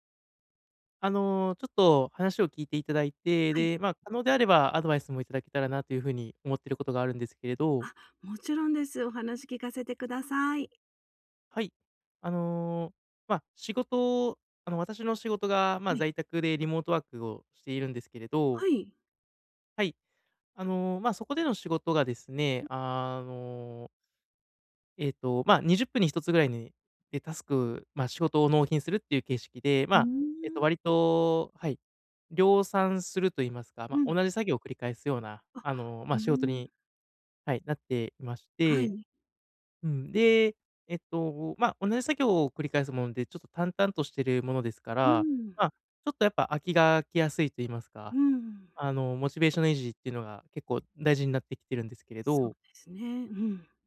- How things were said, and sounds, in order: none
- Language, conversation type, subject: Japanese, advice, 長くモチベーションを保ち、成功や進歩を記録し続けるにはどうすればよいですか？